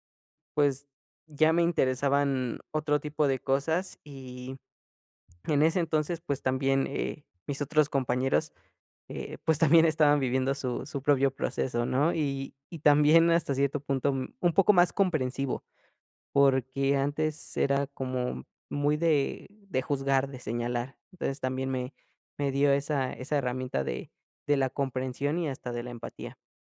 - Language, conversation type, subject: Spanish, podcast, ¿Qué impacto tuvo en tu vida algún profesor que recuerdes?
- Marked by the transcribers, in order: laughing while speaking: "también estaban"